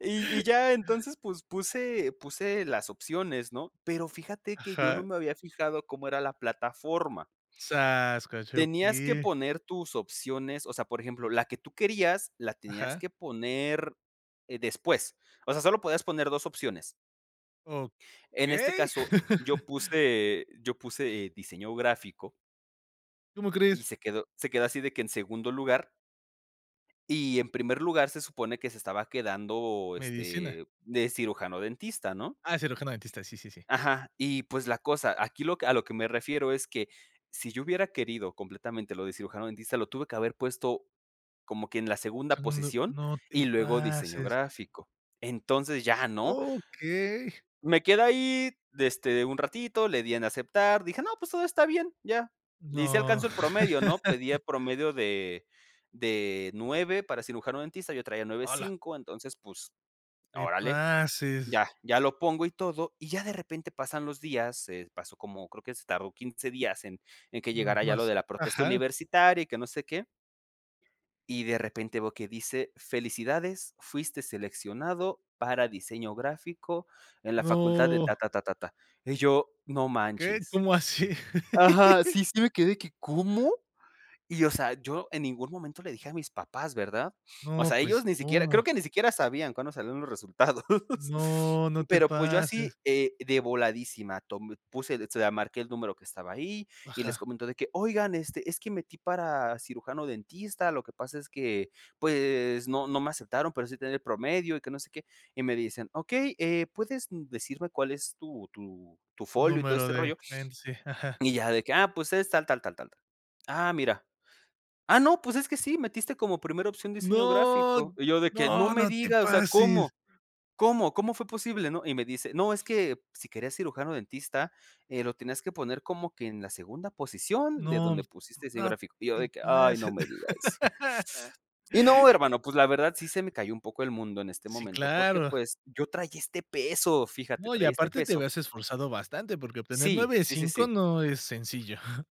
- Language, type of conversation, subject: Spanish, podcast, ¿Un error terminó convirtiéndose en una bendición para ti?
- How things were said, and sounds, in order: unintelligible speech; laugh; other background noise; laugh; tapping; laugh; laughing while speaking: "resultados"; unintelligible speech; surprised: "No, no, no te pases"; laugh; chuckle